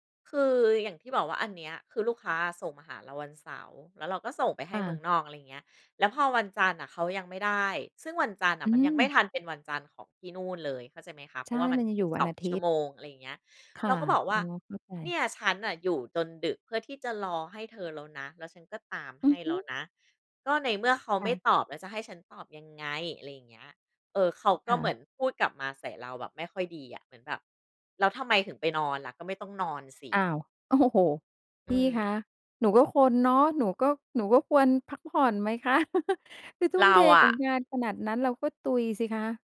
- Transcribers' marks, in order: laughing while speaking: "โอ้โฮ"; chuckle
- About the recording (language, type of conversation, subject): Thai, podcast, เคยตัดสินใจลาออกจากงานที่คนอื่นมองว่าประสบความสำเร็จเพราะคุณไม่มีความสุขไหม?